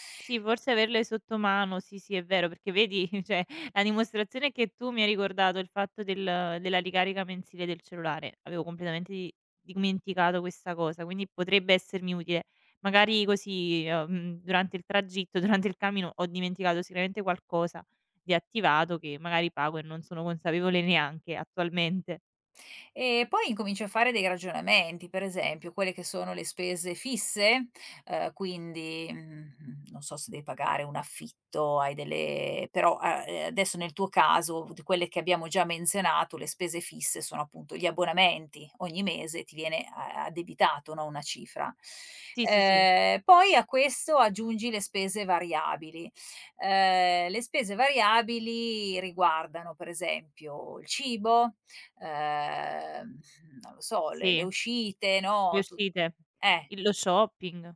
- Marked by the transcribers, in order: other background noise; chuckle
- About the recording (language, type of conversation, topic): Italian, advice, Perché continuo a sforare il budget mensile senza capire dove finiscano i miei soldi?